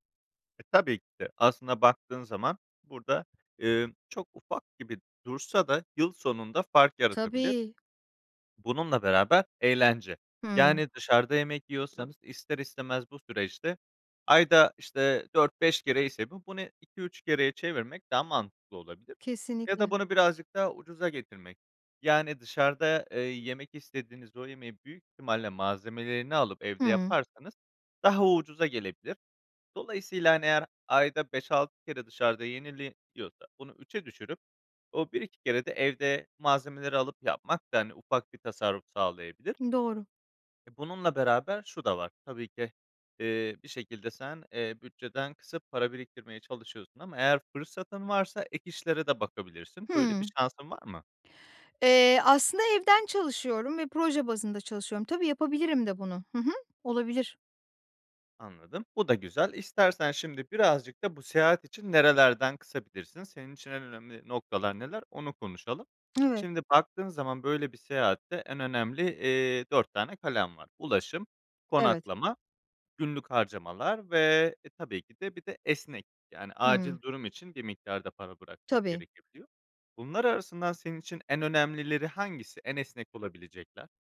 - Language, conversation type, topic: Turkish, advice, Zamanım ve bütçem kısıtlıyken iyi bir seyahat planını nasıl yapabilirim?
- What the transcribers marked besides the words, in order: swallow; other background noise